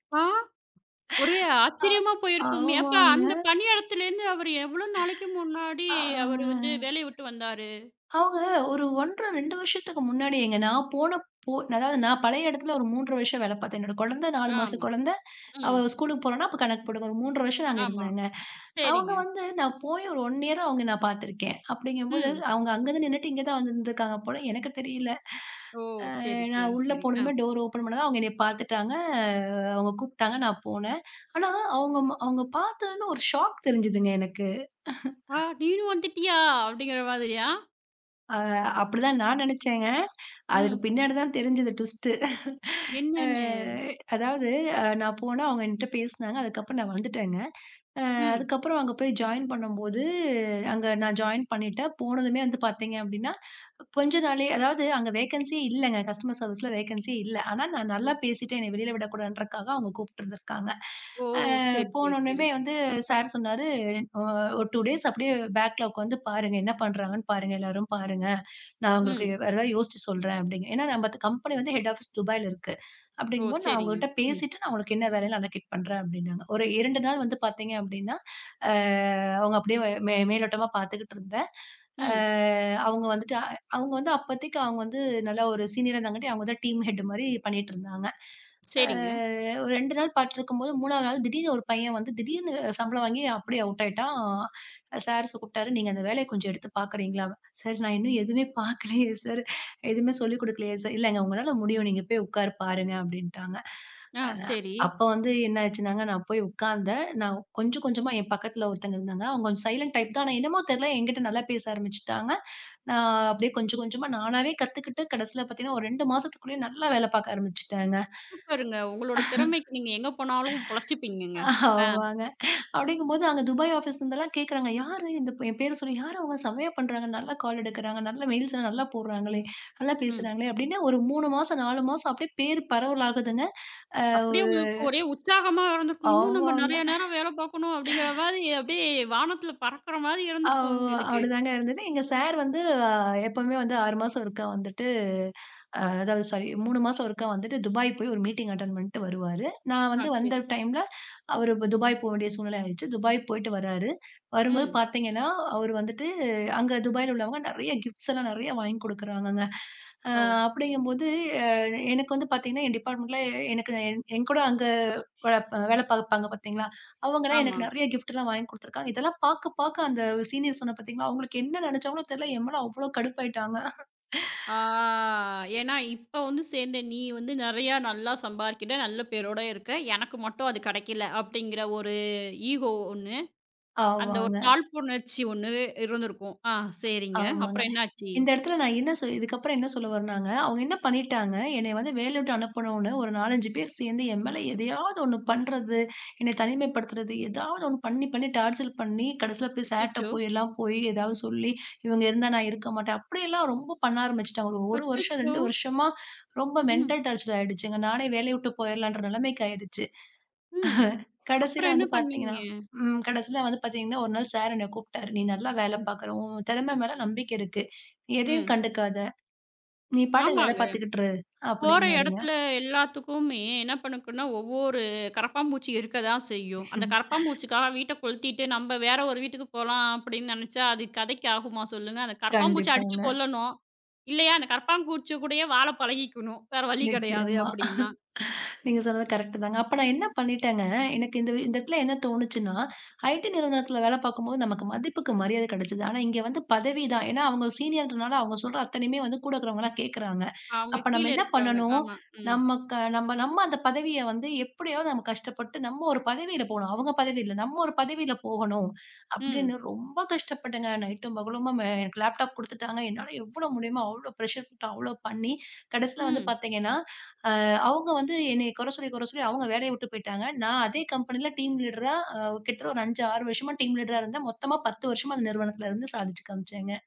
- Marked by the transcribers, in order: laughing while speaking: "ஆமாங்க"; other noise; in English: "ஒன் இயர்"; in English: "டோர் ஓப்பன்"; in English: "ஷாக்"; drawn out: "ஆ நீயும் வந்துட்டயா"; snort; in English: "டுவிஸ்டு"; chuckle; in English: "ஜாயின்"; in English: "ஜாயின்"; in English: "வேகன்ஸியே"; in English: "கஸ்டமர் சர்வீஸ்ல வேகன்ஸியே"; in English: "டேஸ்"; in English: "பேக்ல"; in English: "ஹெட் ஆபீஸ்"; in English: "அலகேட்"; drawn out: "அ"; in English: "சீனியரா"; in English: "டீம் ஹெட்மாரி"; drawn out: "அ"; in English: "அவுட்"; laughing while speaking: "சார், நான் இன்னும் எதுவுமே பாக்கலயே சார்!"; in English: "சைலன்ட் டைப்தான்"; laughing while speaking: "ஆமாங்க"; chuckle; in English: "சாரி"; in English: "மீட்டிங் அட்டன்"; in English: "கிப்ட்ஸ்"; in English: "டிப்பார்ட்மெண்ட்ல"; in English: "கிப்ட்"; drawn out: "ஆ"; chuckle; in English: "ஈகோ"; "தாழ்வு உணர்ச்சி" said as "காழ்வுணர்ச்சி"; in English: "டார்ச்சர்"; in English: "மெண்டல் டார்ச்சர்"; chuckle; "பண்ணும்னா" said as "பண்ணுகுன்னா"; chuckle; laughing while speaking: "வேற வழி கிடையாது"; chuckle; in English: "கரெக்ட்டுதாங்க"; in English: "சீனியர்ன்றதுனால"; in English: "நைட்டும்"; in English: "ப்ரஷர்"; in English: "கம்பெனில டீம் லீட்ரா"; in English: "டீம் லீடரா"
- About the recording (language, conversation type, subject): Tamil, podcast, பணியிடத்தில் மதிப்பு முதன்மையா, பதவி முதன்மையா?